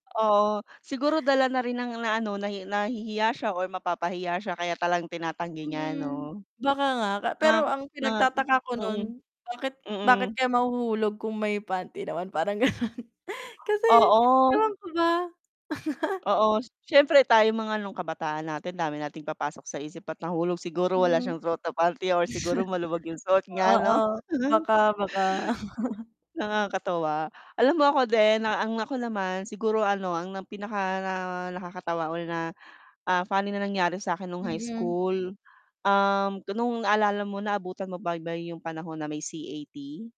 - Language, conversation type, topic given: Filipino, unstructured, May alaala ka ba mula sa paaralan na palaging nagpapangiti sa’yo?
- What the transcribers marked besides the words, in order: static; tapping; "talagang" said as "talang"; laughing while speaking: "gano'n"; chuckle; chuckle; chuckle